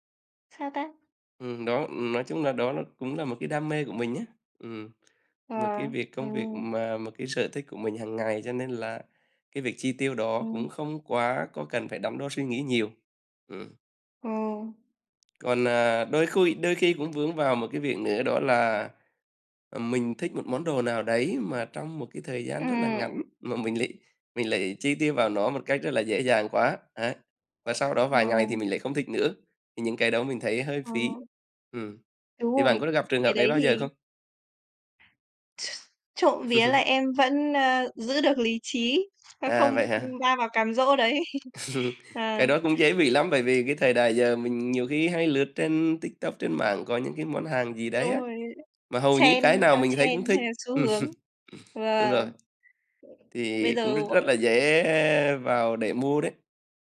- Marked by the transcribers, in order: other background noise; tapping; laughing while speaking: "mình lại"; background speech; other noise; laugh; chuckle; laughing while speaking: "đấy"; laugh; in English: "trend"; laughing while speaking: "Ừm"
- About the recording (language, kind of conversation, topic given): Vietnamese, unstructured, Bạn quyết định thế nào giữa việc tiết kiệm tiền và chi tiền cho những trải nghiệm?
- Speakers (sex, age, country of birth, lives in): female, 20-24, Vietnam, Vietnam; male, 35-39, Vietnam, Vietnam